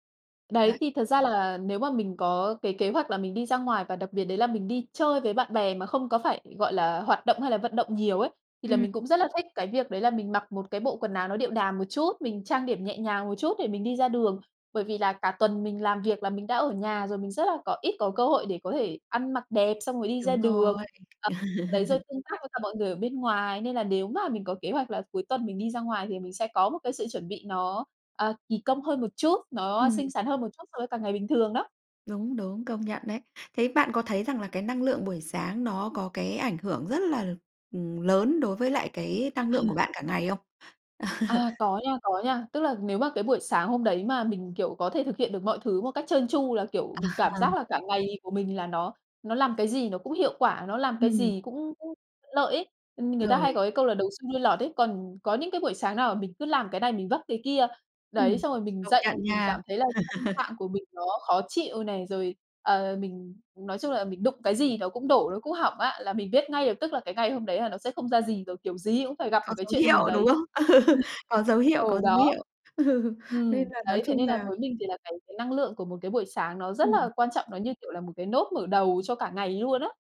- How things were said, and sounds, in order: laugh; unintelligible speech; chuckle; chuckle; laugh; chuckle
- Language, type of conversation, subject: Vietnamese, podcast, Buổi sáng của bạn thường bắt đầu như thế nào?
- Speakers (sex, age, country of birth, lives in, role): female, 30-34, Vietnam, Malaysia, guest; female, 35-39, Vietnam, Vietnam, host